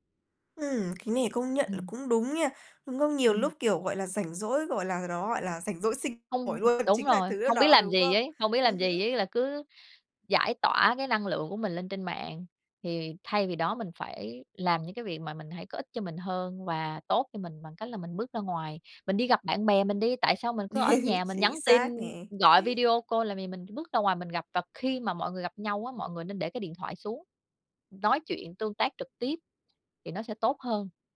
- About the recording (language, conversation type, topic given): Vietnamese, podcast, Bạn cân bằng thời gian dùng màn hình và cuộc sống thực như thế nào?
- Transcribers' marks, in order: chuckle; in English: "call"; chuckle